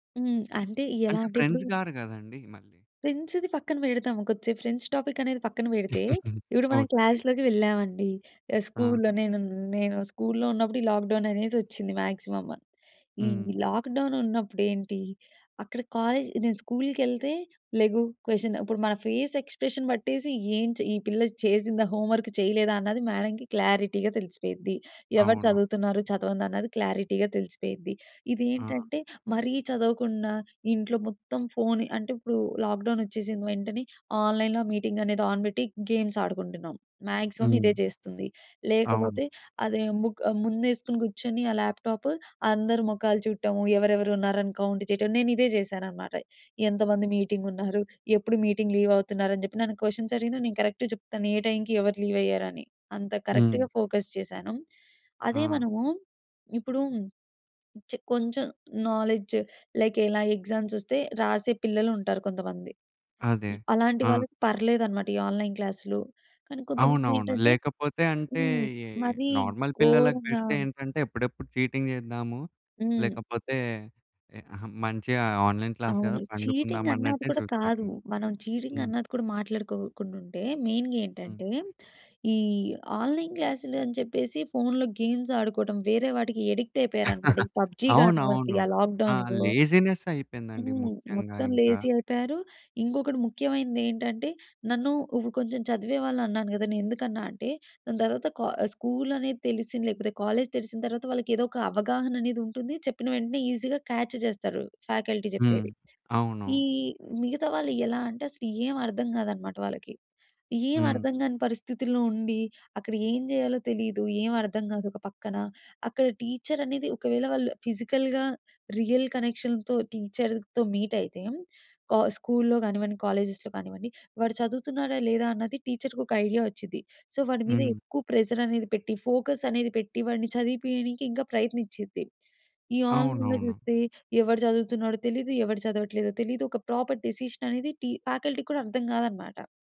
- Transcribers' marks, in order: in English: "ఫ్రెండ్స్"; in English: "ఫ్రెండ్స్‌ది"; in English: "ఫ్రెండ్స్"; chuckle; in English: "క్లాస్‌లోకి"; in English: "మాక్సిమం"; in English: "కాలేజ్"; in English: "క్వెషన్"; in English: "ఫేస్ ఎక్స్‌ప్రెషన్"; in English: "హోంవర్క్"; in English: "మేడమ్‌కి క్లారిటీగా"; in English: "క్లారిటీగా"; in English: "ఫోన్"; in English: "లాక్‌డౌన్"; in English: "ఆన్‌లైన్‌లో"; in English: "ఆన్"; in English: "గేమ్స్"; in English: "మాక్సిమం"; in English: "ల్యాప్‌టాప్"; in English: "కౌంట్"; in English: "మీటింగ్"; in English: "క్వెషన్స్"; in English: "కరెక్ట్‌గా"; in English: "కరెక్ట్‌గా ఫోకస్"; in English: "నాలెడ్జ్ లైక్"; in English: "ఎగ్జామ్స్"; in English: "ఆన్‌లైన్ క్లాస్‌లు"; in English: "నార్మల్"; in English: "చీటింగ్"; in English: "ఆన్‌లైన్ క్లాస్"; in English: "మెయిన్‌గా"; in English: "ఆన్‌లైన్"; in English: "ఫోన్‌లో గేమ్స్"; chuckle; in English: "లాక్‌డౌన్‌లో"; in English: "లేజీ"; in English: "కాలేజ్"; in English: "ఈజీగా కాచ్"; in English: "ఫ్యాకల్టీ"; other background noise; in English: "ఫిజికల్‌గా రియల్ కనెక్షన్‌తో టీచర్లతో"; in English: "కాలేజెస్‌లో"; in English: "ఐడియా"; in English: "సో"; in English: "ఆన్‌లైన్‌లో"; in English: "ప్రాపర్"; in English: "ఫ్యాకల్టీకి"
- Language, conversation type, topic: Telugu, podcast, ఫేస్‌టు ఫేస్ కలవడం ఇంకా అవసరమా? అయితే ఎందుకు?